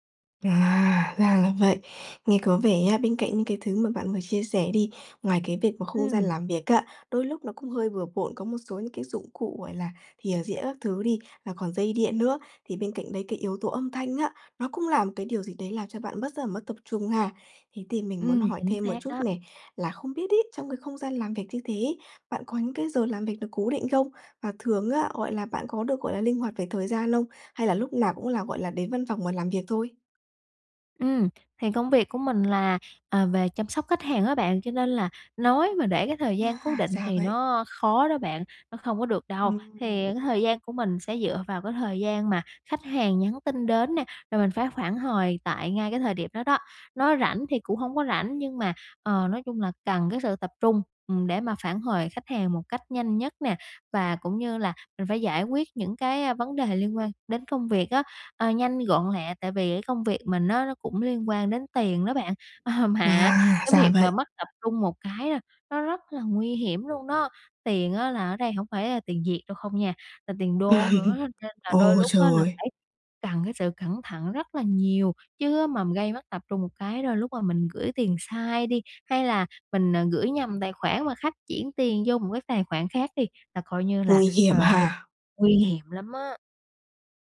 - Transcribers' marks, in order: tapping; laughing while speaking: "Ờ"; laugh
- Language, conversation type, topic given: Vietnamese, advice, Làm thế nào để điều chỉnh không gian làm việc để bớt mất tập trung?